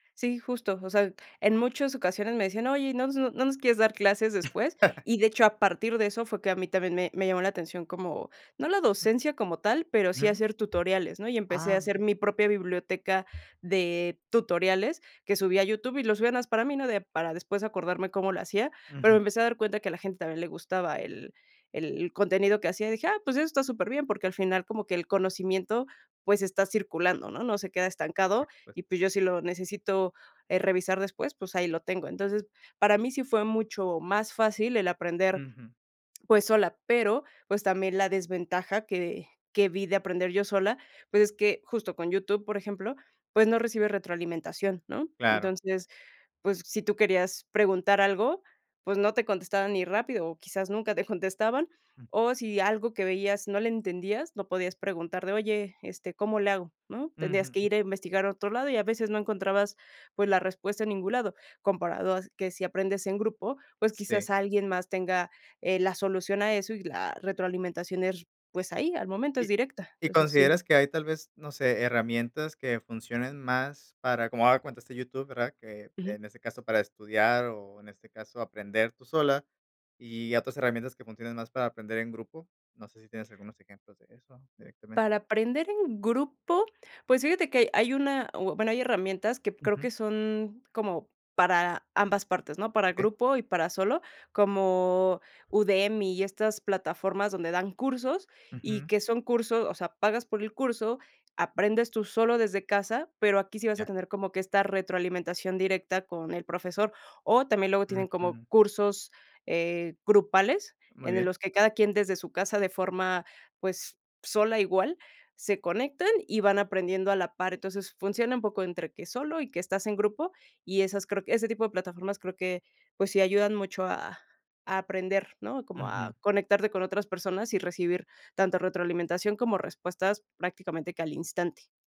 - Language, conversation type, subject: Spanish, podcast, ¿Qué opinas de aprender en grupo en comparación con aprender por tu cuenta?
- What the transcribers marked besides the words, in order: chuckle; other noise; tapping; lip smack; laughing while speaking: "te"; other background noise